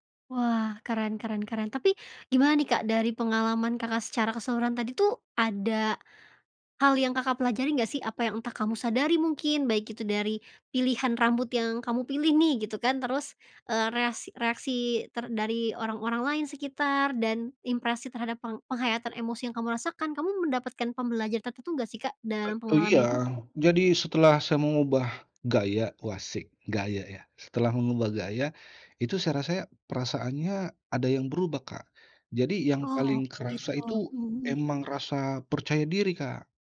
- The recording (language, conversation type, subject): Indonesian, podcast, Pernahkah kamu mengalami sesuatu yang membuatmu mengubah penampilan?
- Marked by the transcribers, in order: other background noise